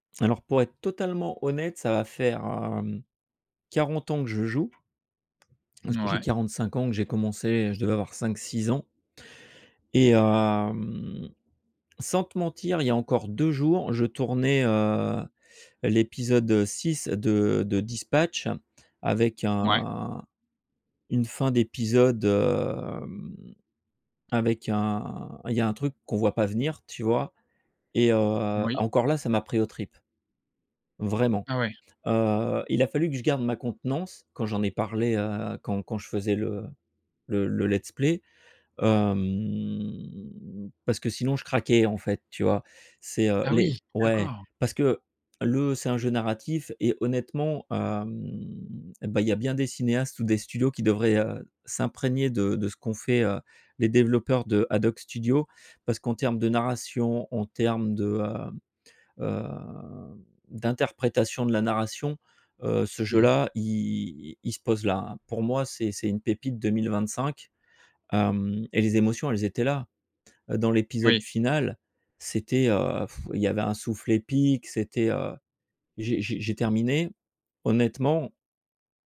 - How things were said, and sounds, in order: tapping; drawn out: "un"; drawn out: "hem"; in English: "let's play"; drawn out: "hem"; drawn out: "hem"; drawn out: "heu"; blowing
- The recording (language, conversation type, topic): French, podcast, Quel rôle jouent les émotions dans ton travail créatif ?